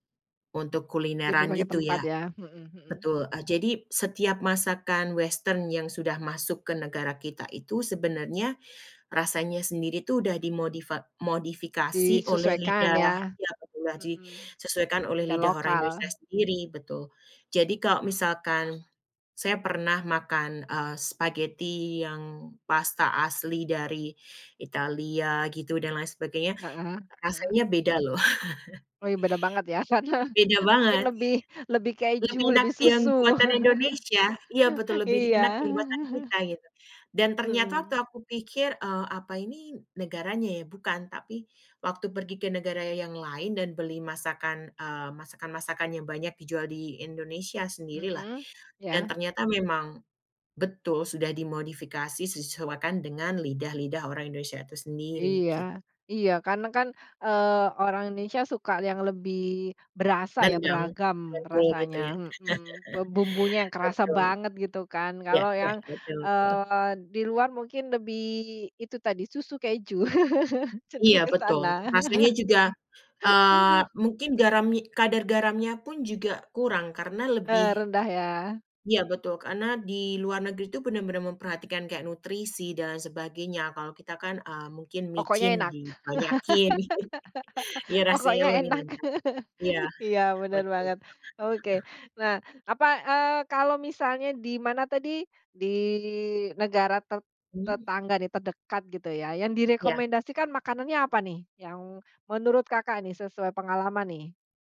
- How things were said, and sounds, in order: in English: "western"; other background noise; unintelligible speech; in English: "spaghetti"; chuckle; laughing while speaking: "sana"; laugh; tapping; unintelligible speech; chuckle; laugh; laughing while speaking: "Cenderung ke sana"; laugh; laugh; laughing while speaking: "pokoknya enak"; chuckle
- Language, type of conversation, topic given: Indonesian, podcast, Ceritakan pengalaman makan jajanan kaki lima yang paling berkesan?